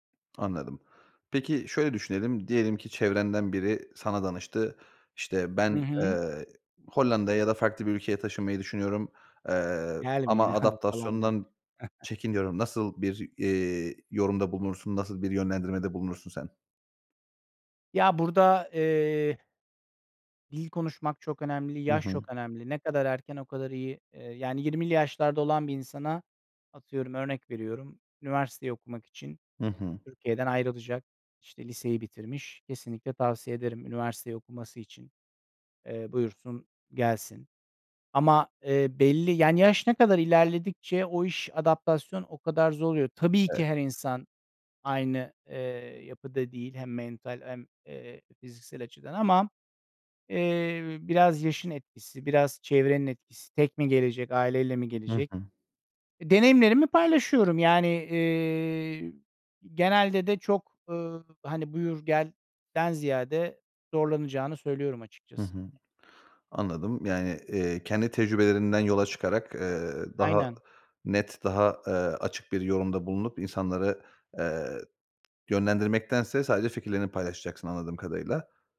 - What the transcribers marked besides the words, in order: laughing while speaking: "abi"; chuckle
- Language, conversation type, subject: Turkish, podcast, Bir yere ait olmak senin için ne anlama geliyor ve bunu ne şekilde hissediyorsun?